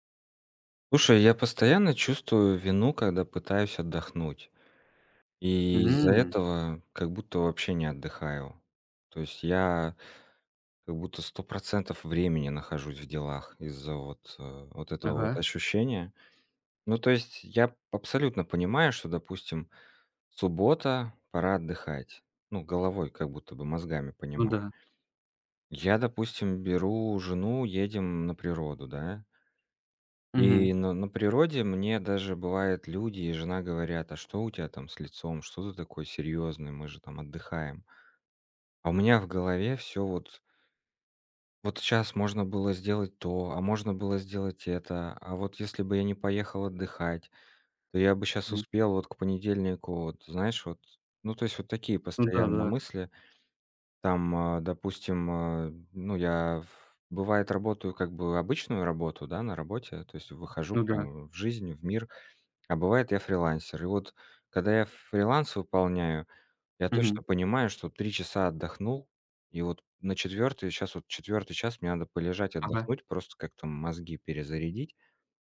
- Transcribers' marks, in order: none
- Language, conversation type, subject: Russian, advice, Как чувство вины во время перерывов мешает вам восстановить концентрацию?